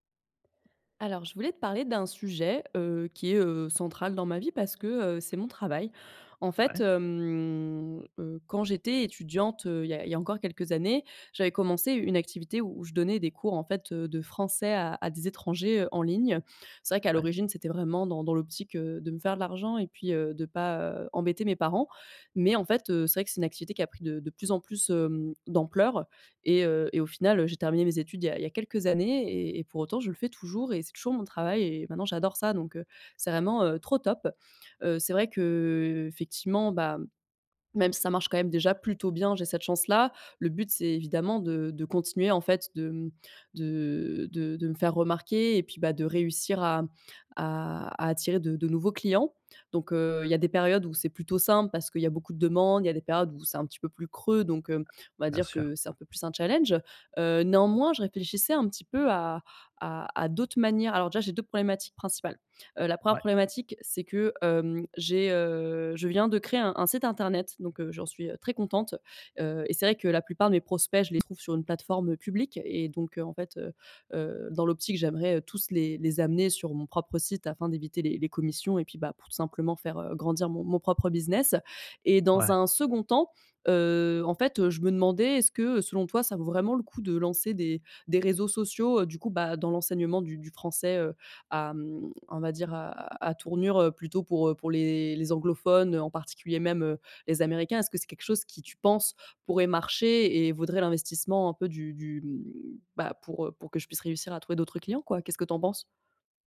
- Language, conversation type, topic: French, advice, Comment puis-je me faire remarquer au travail sans paraître vantard ?
- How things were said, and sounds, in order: other background noise; drawn out: "hem"; tapping